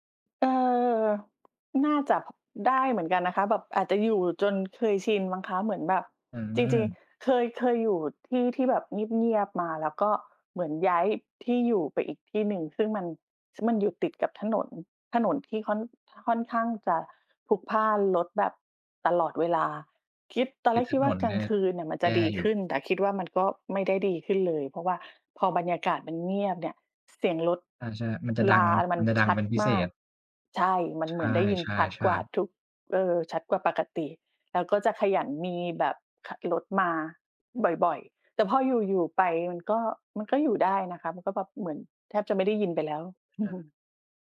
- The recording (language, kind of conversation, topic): Thai, unstructured, คุณชอบฟังเพลงระหว่างทำงานหรือชอบทำงานในความเงียบมากกว่ากัน และเพราะอะไร?
- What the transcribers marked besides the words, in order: other noise; chuckle